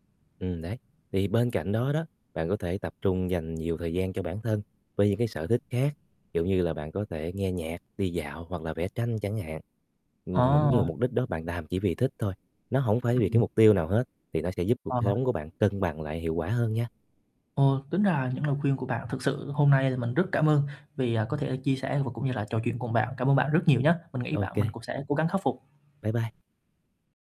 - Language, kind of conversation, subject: Vietnamese, advice, Bạn đang cảm thấy áp lực phải luôn hiệu quả và nỗi sợ thất bại như thế nào?
- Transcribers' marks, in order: tapping; "những" said as "mững"; other background noise; distorted speech